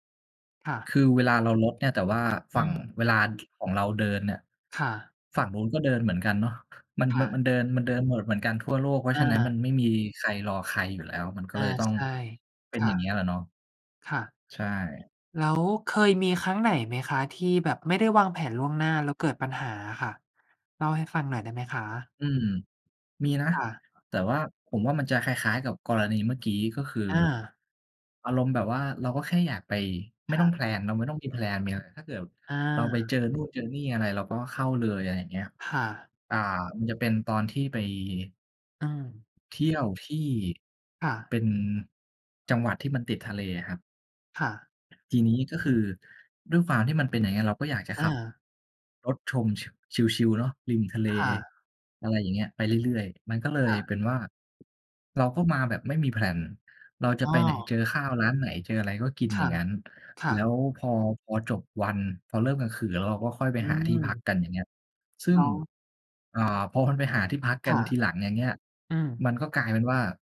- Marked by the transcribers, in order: in English: "แพลน"
- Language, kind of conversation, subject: Thai, unstructured, ประโยชน์ของการวางแผนล่วงหน้าในแต่ละวัน